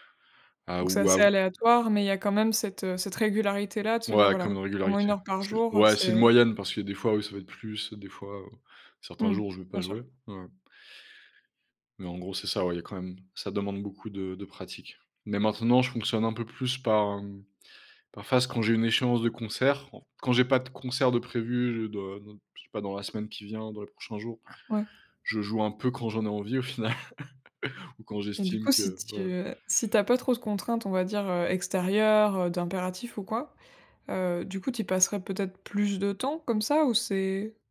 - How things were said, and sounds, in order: laughing while speaking: "au final"
- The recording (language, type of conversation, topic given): French, podcast, Comment la musique t’aide-t-elle à exprimer tes émotions ?